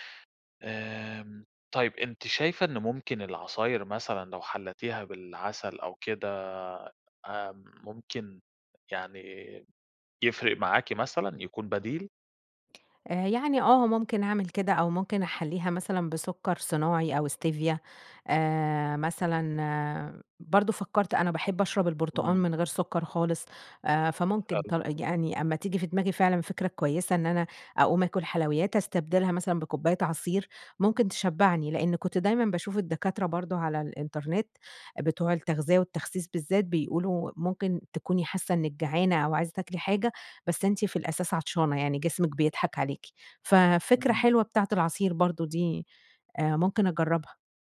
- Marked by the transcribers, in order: in English: "Stevia"; other background noise
- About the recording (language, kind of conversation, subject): Arabic, advice, ليه بتحسّي برغبة قوية في الحلويات بالليل وبيكون صعب عليكي تقاوميها؟